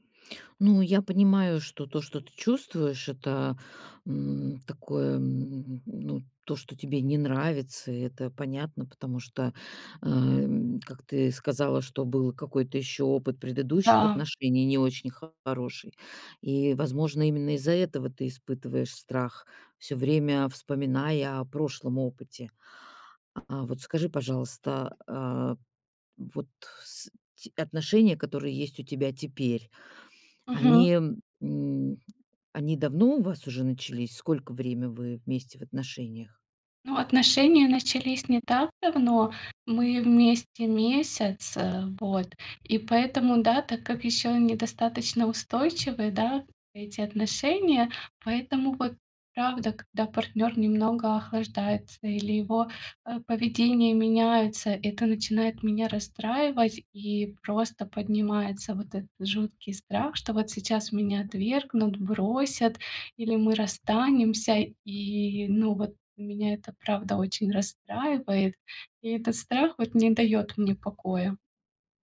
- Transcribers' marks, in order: tapping; other background noise; drawn out: "И"
- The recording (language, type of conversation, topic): Russian, advice, Как перестать бояться, что меня отвергнут и осудят другие?